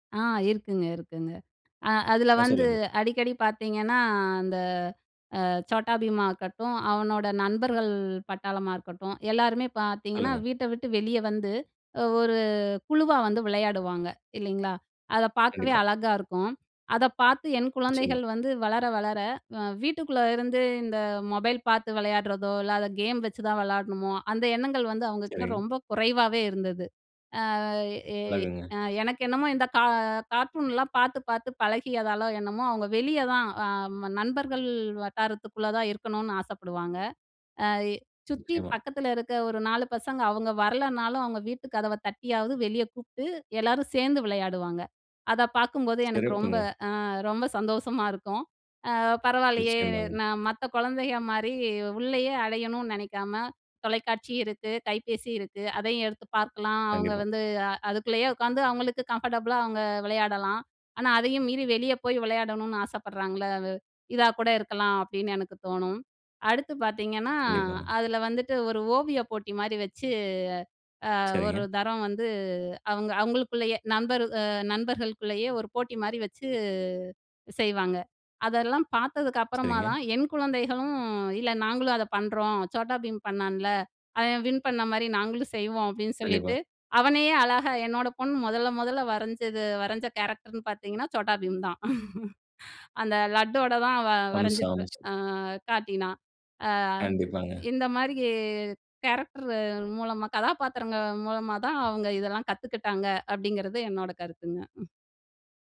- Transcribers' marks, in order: drawn out: "ஒரு"; other background noise; laughing while speaking: "ரொம்ப சந்தோஷமா இருக்கும்"; drawn out: "வந்து"; drawn out: "வச்சு"; laugh
- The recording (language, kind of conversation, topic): Tamil, podcast, கார்டூன்களில் உங்களுக்கு மிகவும் பிடித்த கதாபாத்திரம் யார்?